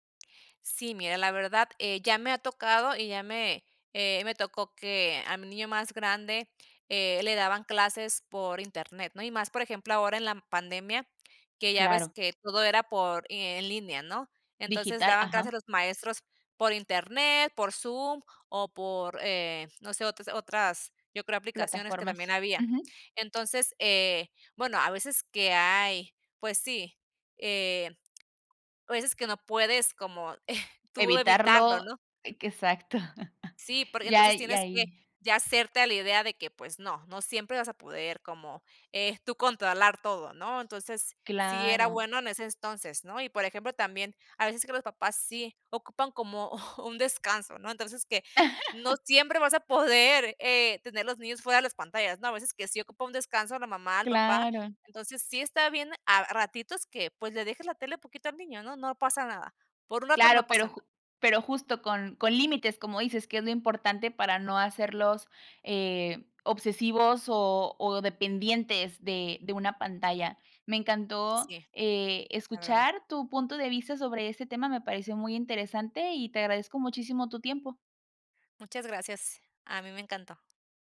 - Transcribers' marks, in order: tapping; chuckle; other background noise; chuckle; chuckle; laugh
- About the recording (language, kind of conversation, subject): Spanish, podcast, ¿Qué reglas tienen respecto al uso de pantallas en casa?